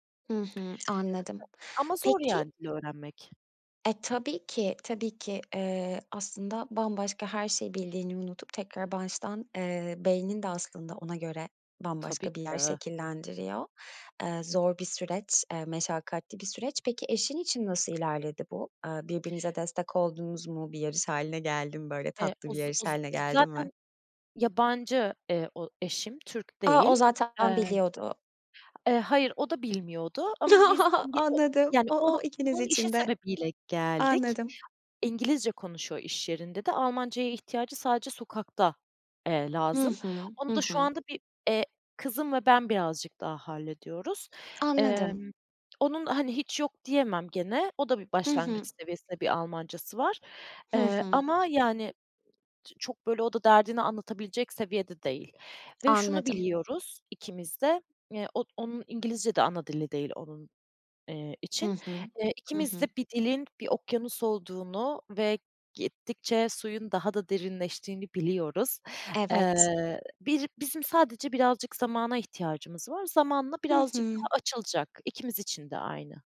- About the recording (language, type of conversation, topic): Turkish, podcast, Yeni bir dili öğrenme maceran nasıl geçti ve başkalarına vereceğin ipuçları neler?
- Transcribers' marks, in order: tapping; other noise; chuckle; other background noise